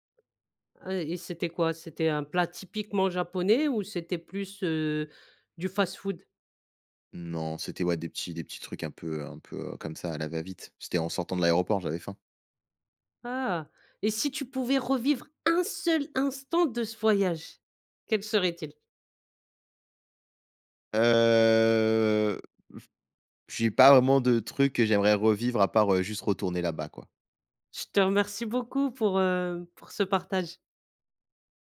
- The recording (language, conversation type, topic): French, podcast, Parle-moi d’un voyage qui t’a vraiment marqué ?
- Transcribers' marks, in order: stressed: "un seul"; drawn out: "Heu"; blowing